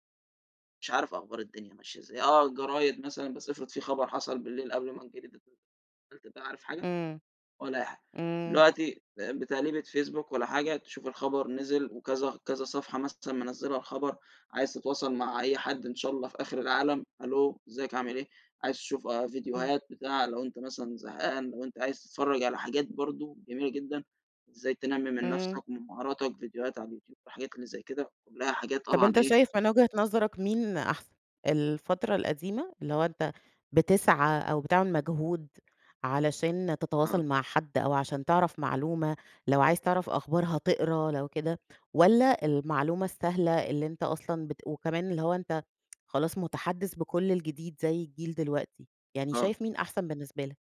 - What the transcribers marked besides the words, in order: unintelligible speech
- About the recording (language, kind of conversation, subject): Arabic, podcast, إيه نصايحك لتنظيم وقت الشاشة؟